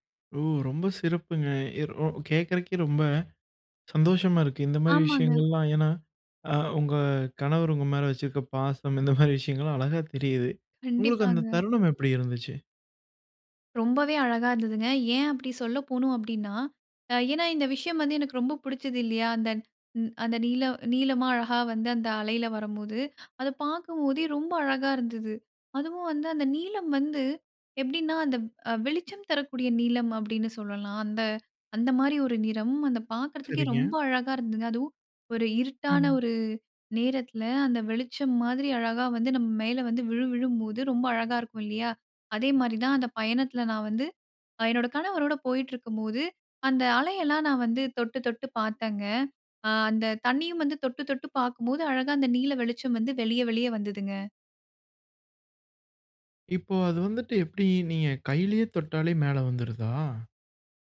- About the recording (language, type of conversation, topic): Tamil, podcast, உங்களின் கடற்கரை நினைவொன்றை பகிர முடியுமா?
- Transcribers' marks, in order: laughing while speaking: "இந்த மாரி விஷயங்கள்லாம்"; surprised: "வெளிச்சம் தரக்கூடிய நீலம"; joyful: "அதை பார்க்கறதுக்கே ரொம்ப அழகா இருந்ததுங்க"